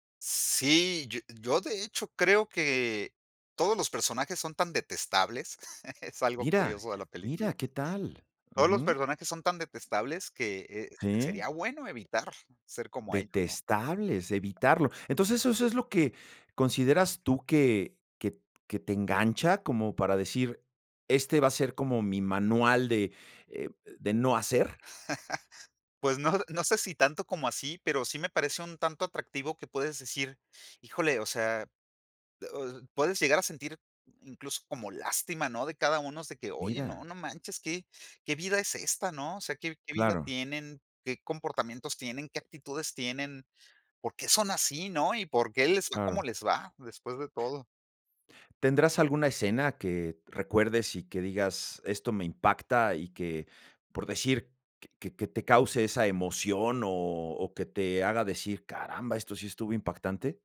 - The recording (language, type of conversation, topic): Spanish, podcast, ¿Qué película podrías ver mil veces sin cansarte?
- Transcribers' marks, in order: chuckle; chuckle